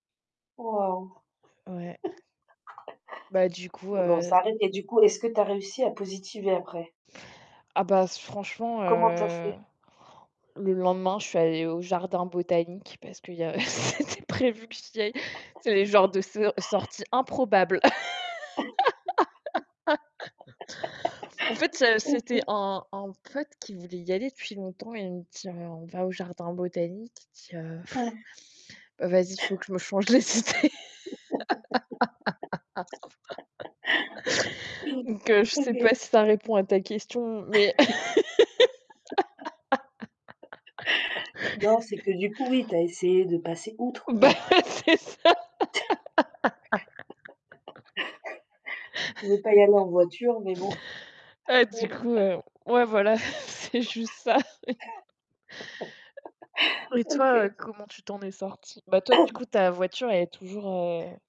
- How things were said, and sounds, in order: static; laugh; drawn out: "heu"; laugh; laughing while speaking: "c'était prévu que j'y aille"; laugh; laugh; sigh; laugh; laughing while speaking: "idées"; laugh; laugh; laugh; other background noise; laughing while speaking: "Bah c'est ça"; laugh; laugh; laughing while speaking: "c'est juste ça, oui"; laugh; tapping; cough
- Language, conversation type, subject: French, unstructured, Êtes-vous plutôt optimiste ou pessimiste dans la vie ?